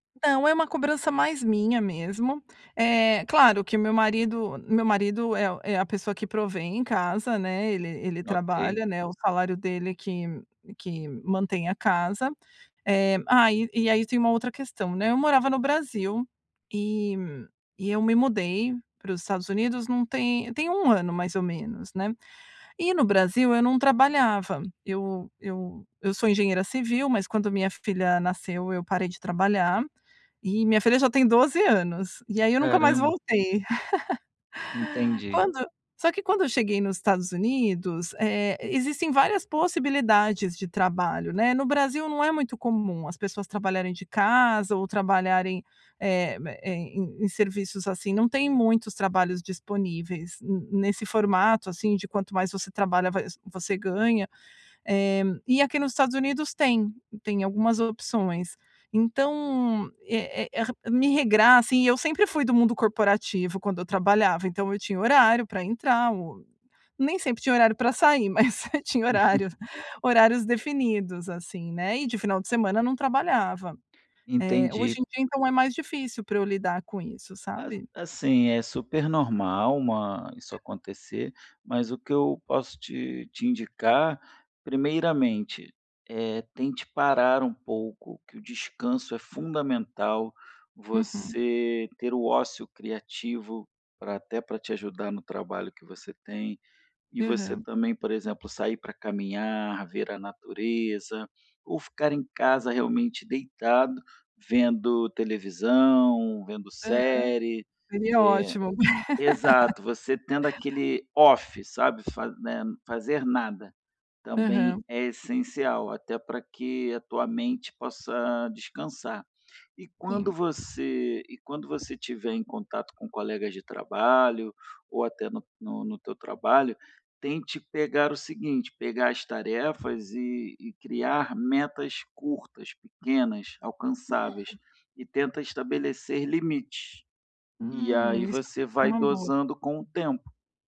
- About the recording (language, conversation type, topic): Portuguese, advice, Como posso descansar sem me sentir culpado por não estar sempre produtivo?
- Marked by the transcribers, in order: giggle; tapping; laughing while speaking: "mas você tinha horário"; giggle; unintelligible speech; laugh; in English: "off"; unintelligible speech